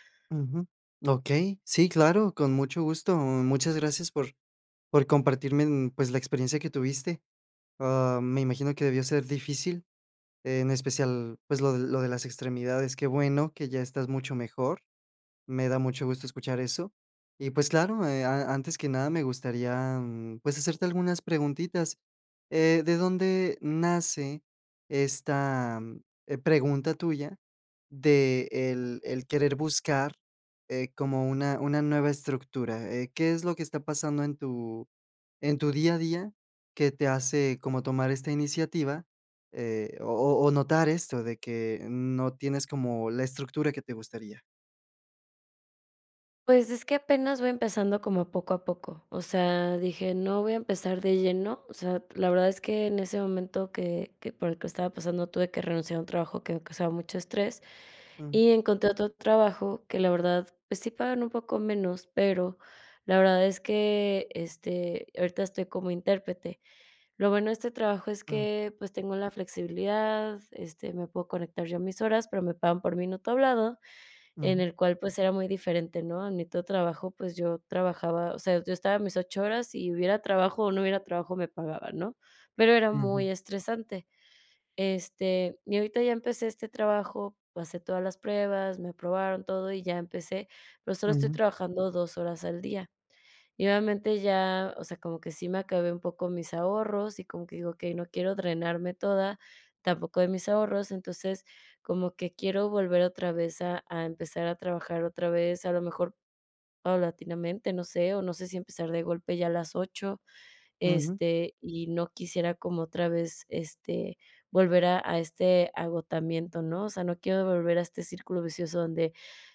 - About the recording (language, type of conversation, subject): Spanish, advice, ¿Cómo puedo volver al trabajo sin volver a agotarme y cuidar mi bienestar?
- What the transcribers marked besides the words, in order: none